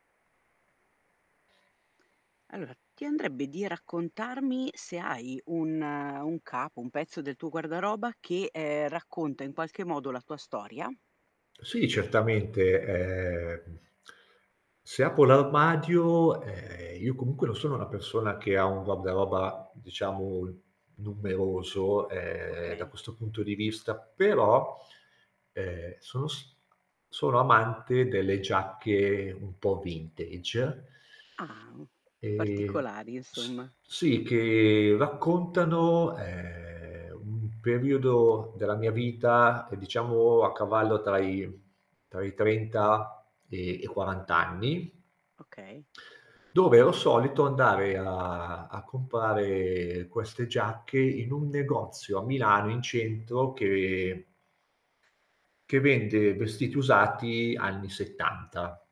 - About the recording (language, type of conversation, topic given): Italian, podcast, Quale capo del tuo guardaroba racconta meglio la tua storia?
- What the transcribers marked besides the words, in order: static; other background noise; tapping; mechanical hum; lip smack; lip smack